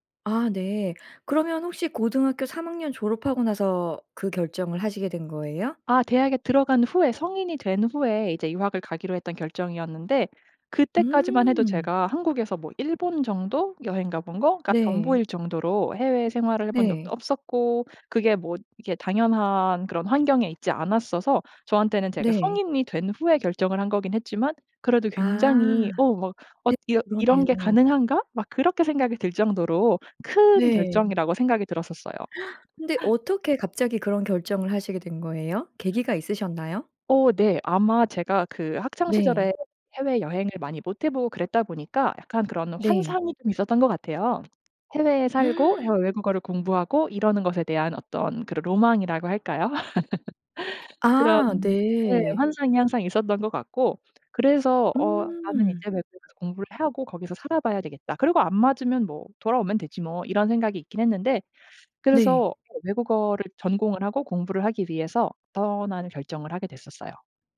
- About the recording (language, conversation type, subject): Korean, podcast, 한 번의 용기가 중요한 변화를 만든 적이 있나요?
- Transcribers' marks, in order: tapping; gasp; laugh; other background noise; gasp; laugh